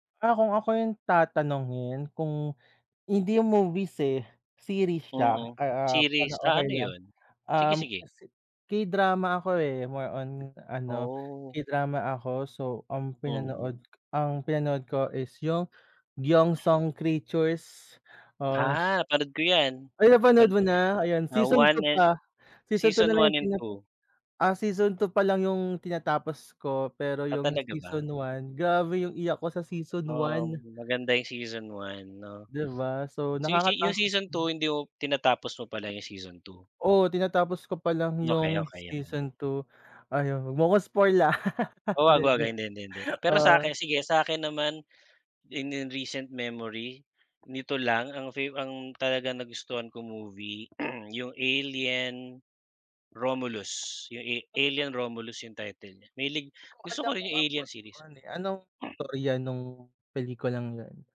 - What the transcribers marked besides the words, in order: in English: "more on"; throat clearing; in Korean: "경성"; in English: "Creatures"; laughing while speaking: "wag mo ako spoil, ah, di joke, oo"; in English: "in in recent memory"; throat clearing; unintelligible speech; in English: "Alien series"; other background noise
- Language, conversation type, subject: Filipino, unstructured, Alin ang mas gusto mo: magbasa ng libro o manood ng pelikula?